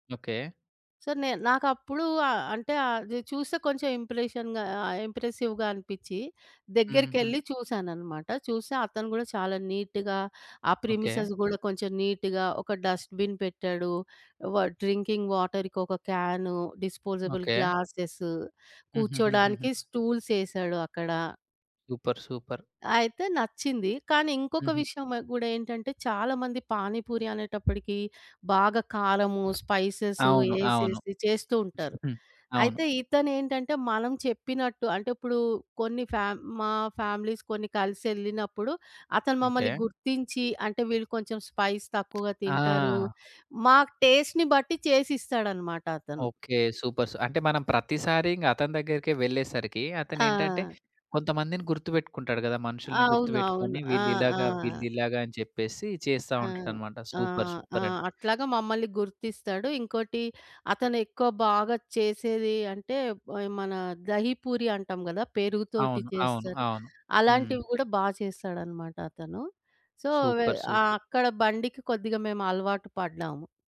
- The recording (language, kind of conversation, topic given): Telugu, podcast, వీధి తిండి బాగా ఉందో లేదో మీరు ఎలా గుర్తిస్తారు?
- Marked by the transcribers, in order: in English: "సో"; in English: "ఇంప్రెషన్‌గా"; in English: "ఇంప్రెసివ్‌గా"; in English: "నీట్‌గా"; in English: "ప్రెమిసెస్"; in English: "నీట్‌గా"; in English: "డస్ట్‌బిన్"; in English: "డ్రింకింగ్ వాటర్‌కి"; in English: "డిస్పోజబుల్ గ్లాసెస్"; in English: "స్టూల్స్"; in English: "సూపర్ సూపర్"; in English: "స్పైసెస్"; giggle; in English: "ఫ్యామిలీస్"; in English: "స్పైస్"; other background noise; in English: "టేస్ట్‌ని"; in English: "సూపర్స్"; in English: "సూపర్"; in English: "సో"; in English: "సూపర్. సూపర్"